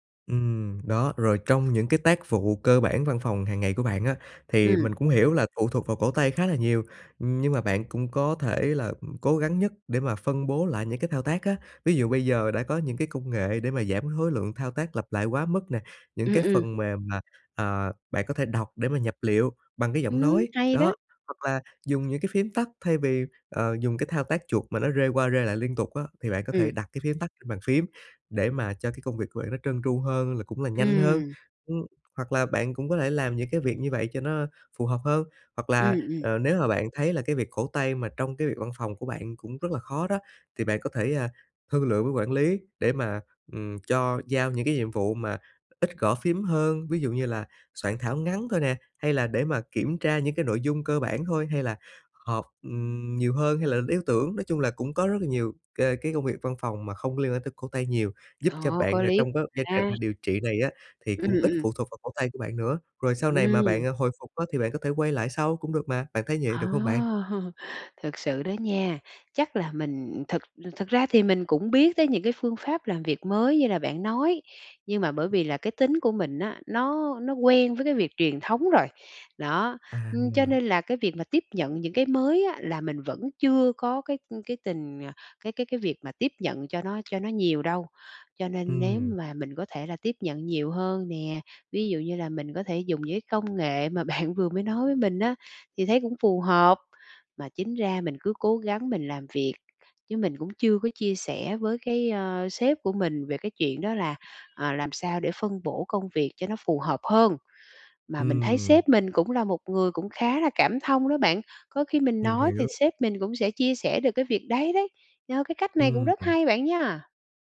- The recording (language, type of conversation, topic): Vietnamese, advice, Sau khi nhận chẩn đoán bệnh mới, tôi nên làm gì để bớt lo lắng về sức khỏe và lên kế hoạch cho cuộc sống?
- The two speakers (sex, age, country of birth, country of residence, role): female, 40-44, Vietnam, Vietnam, user; male, 30-34, Vietnam, Vietnam, advisor
- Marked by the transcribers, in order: other background noise; tapping; unintelligible speech; unintelligible speech; laughing while speaking: "Ờ!"; laughing while speaking: "bạn"